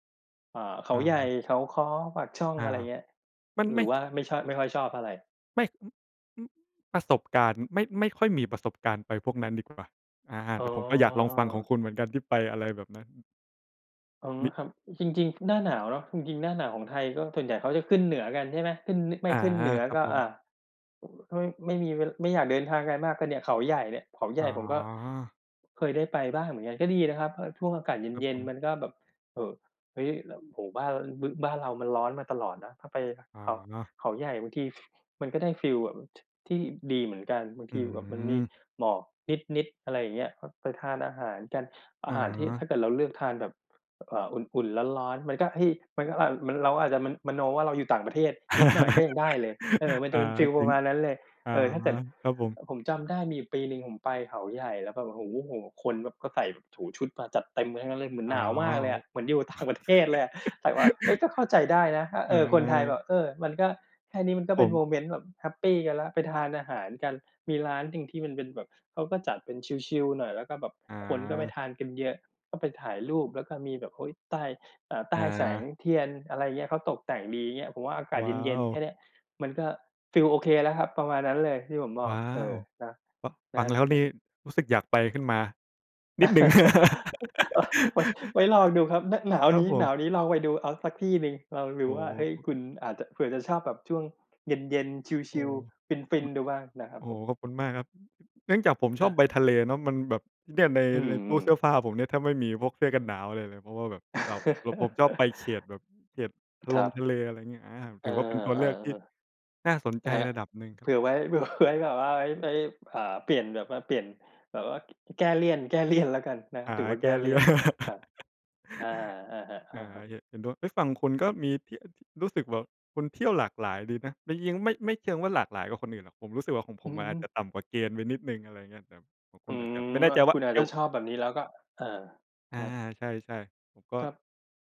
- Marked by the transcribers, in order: other background noise; laugh; laughing while speaking: "ต่างประเทศ"; chuckle; laugh; laughing while speaking: "โอ๊ย ! ไว้"; laugh; other noise; chuckle; laughing while speaking: "เผื่อไว้"; laughing while speaking: "เลี่ยน"; laugh
- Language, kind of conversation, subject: Thai, unstructured, สถานที่ที่ทำให้คุณรู้สึกผ่อนคลายที่สุดคือที่ไหน?